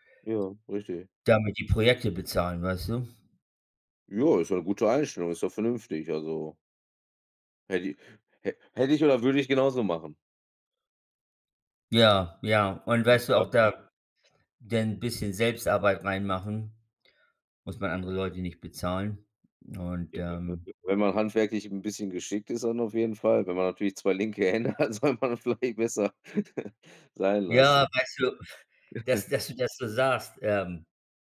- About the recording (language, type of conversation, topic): German, unstructured, Wie findest du eine gute Balance zwischen Arbeit und Privatleben?
- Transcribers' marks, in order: unintelligible speech; laughing while speaking: "hat, soll man vielleicht besser"; chuckle